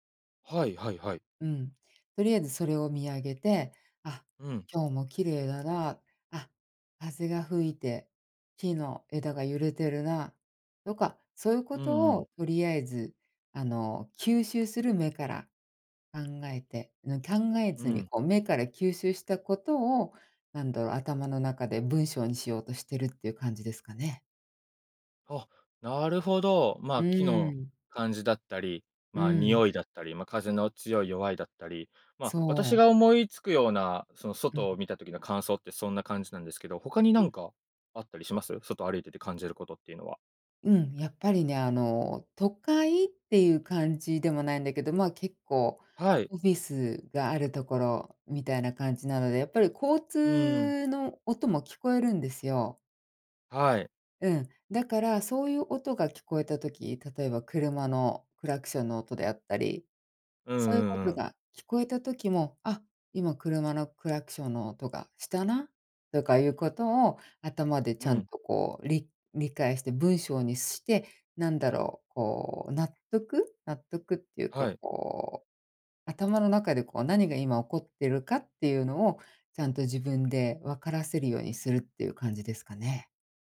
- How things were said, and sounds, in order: none
- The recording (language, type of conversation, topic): Japanese, podcast, 都会の公園でもできるマインドフルネスはありますか？